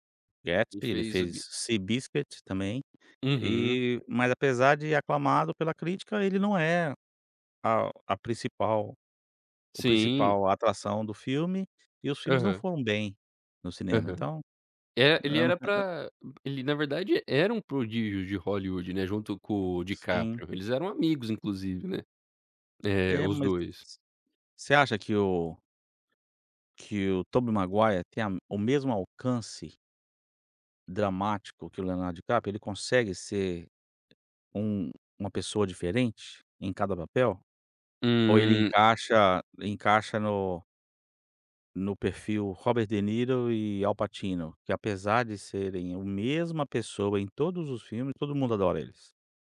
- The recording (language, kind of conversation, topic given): Portuguese, podcast, Me conta sobre um filme que marcou sua vida?
- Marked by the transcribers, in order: tapping; unintelligible speech